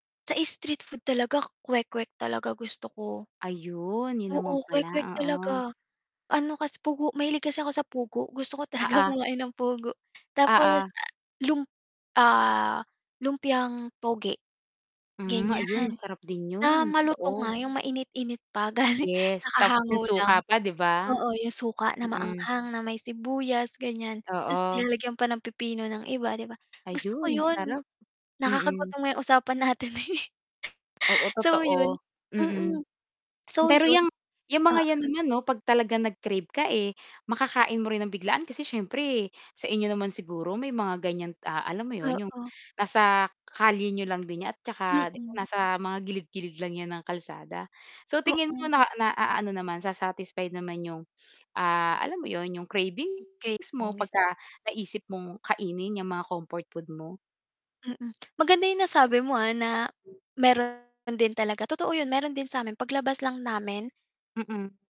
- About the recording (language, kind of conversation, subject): Filipino, podcast, Ano ang paborito mong pampaginhawang pagkain, at bakit?
- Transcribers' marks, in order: laughing while speaking: "talaga"; tapping; laughing while speaking: "galing"; static; lip smack; laughing while speaking: "natin, eh"; distorted speech